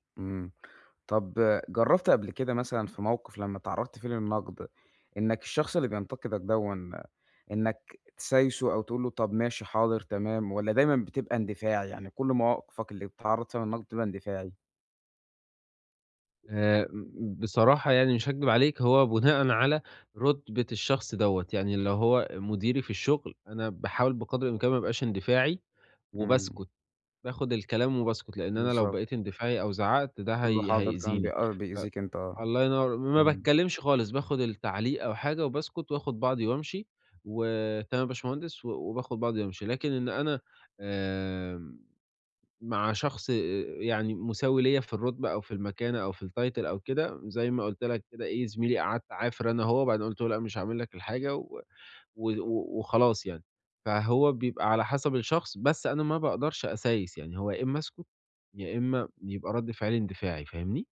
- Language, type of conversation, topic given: Arabic, advice, إزاي أتعامل مع النقد من غير ما أحس إني أقل قيمة؟
- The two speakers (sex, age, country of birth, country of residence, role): male, 20-24, Egypt, Egypt, advisor; male, 20-24, Egypt, Italy, user
- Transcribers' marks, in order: tapping; in English: "الtitle"